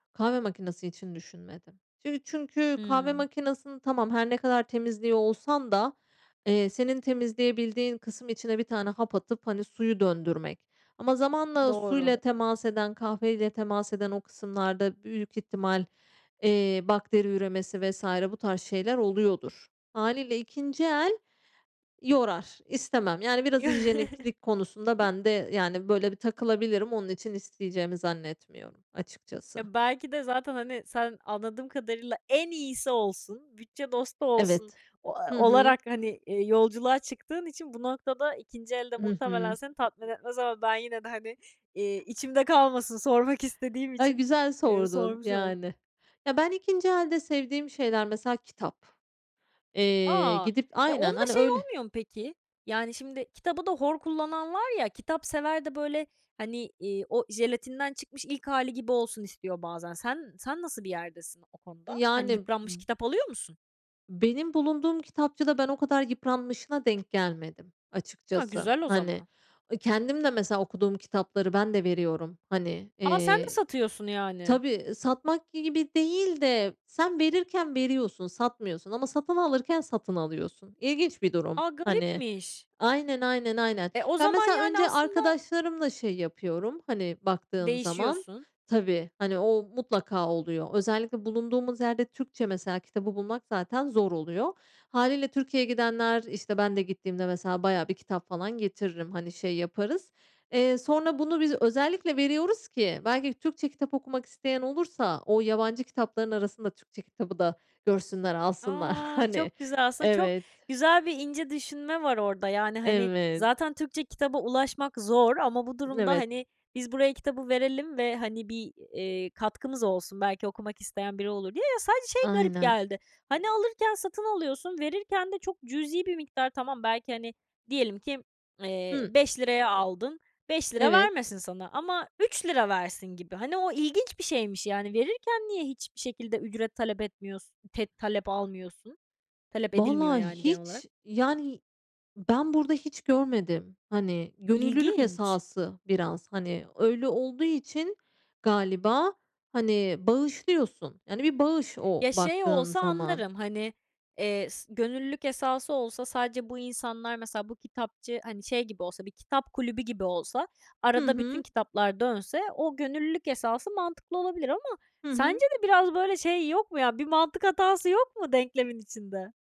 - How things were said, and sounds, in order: chuckle; other background noise; tapping
- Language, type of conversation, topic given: Turkish, podcast, Mümkün olan en iyi kararı aramak seni karar vermekten alıkoyuyor mu?